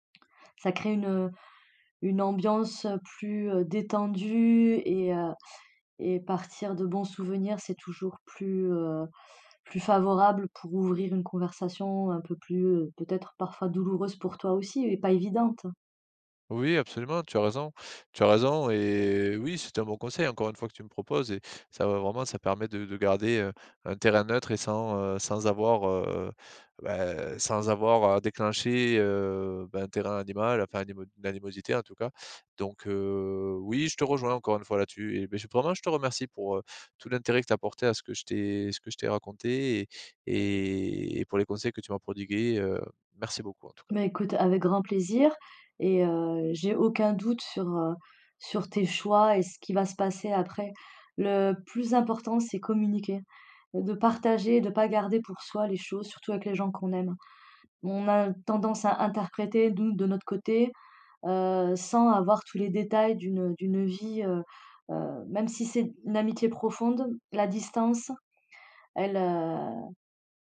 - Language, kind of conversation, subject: French, advice, Comment maintenir mes amitiés lorsque la dynamique du groupe change ?
- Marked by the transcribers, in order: none